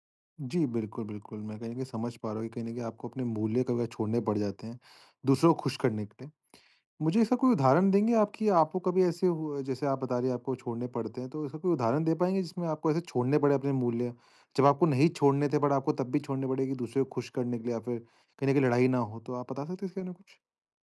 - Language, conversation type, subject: Hindi, advice, मैं अपने मूल्यों और मानकों से कैसे जुड़ा रह सकता/सकती हूँ?
- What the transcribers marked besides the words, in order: "कभी" said as "कबे"; in English: "बट"